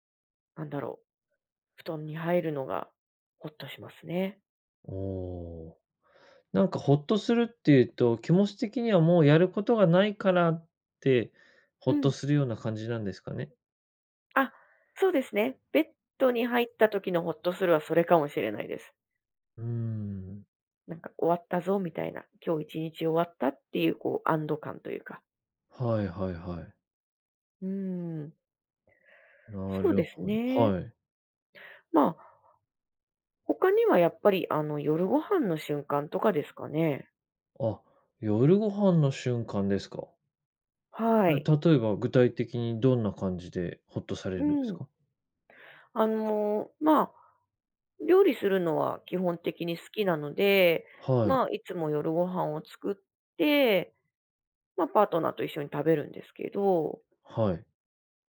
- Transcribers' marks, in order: none
- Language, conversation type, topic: Japanese, podcast, 夜、家でほっとする瞬間はいつですか？